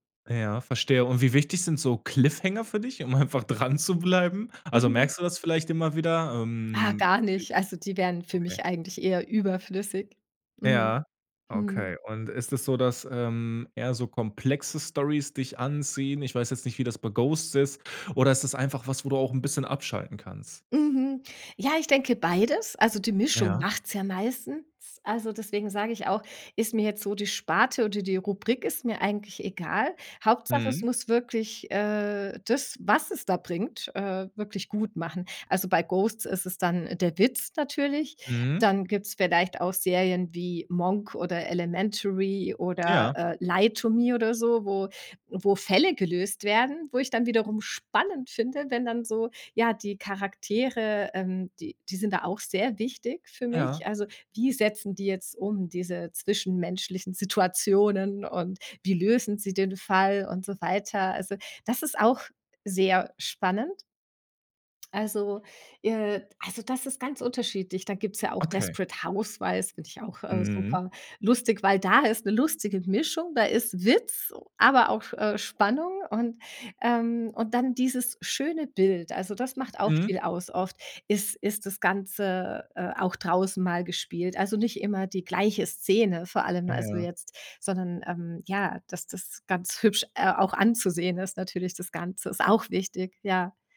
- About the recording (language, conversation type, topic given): German, podcast, Was macht eine Serie binge-würdig?
- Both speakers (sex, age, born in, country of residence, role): female, 40-44, Germany, Germany, guest; male, 30-34, Germany, Germany, host
- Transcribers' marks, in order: laughing while speaking: "einfach dranzubleiben?"